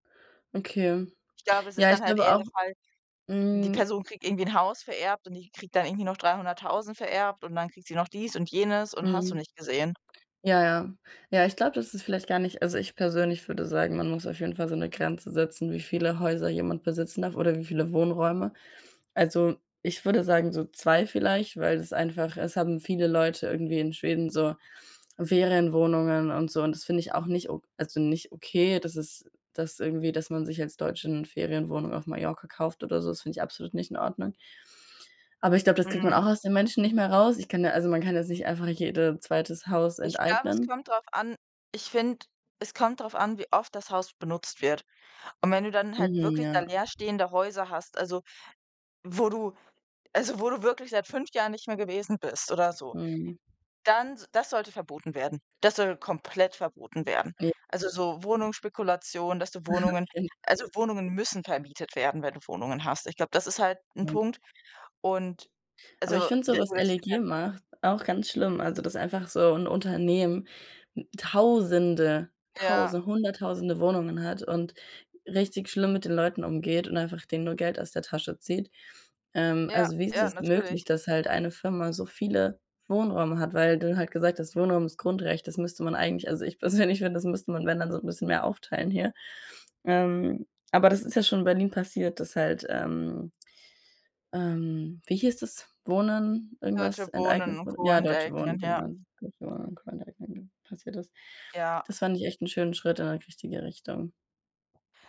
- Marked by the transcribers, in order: other background noise; unintelligible speech; laughing while speaking: "persönlich finde"
- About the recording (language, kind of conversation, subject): German, unstructured, Wie wichtig ist dir ein Testament?